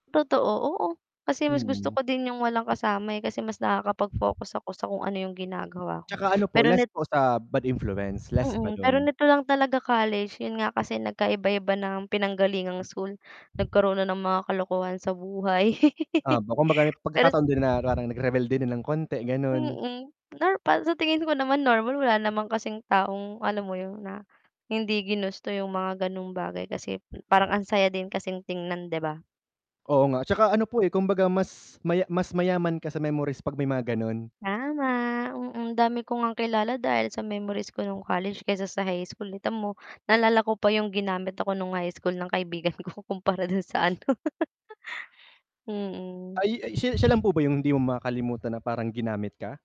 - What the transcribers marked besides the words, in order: static; wind; chuckle; other noise; other background noise; laughing while speaking: "kaibigan ko"; laughing while speaking: "ano"; chuckle
- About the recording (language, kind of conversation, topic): Filipino, unstructured, Ano ang gagawin mo kapag nararamdaman mong ginagamit ka lang?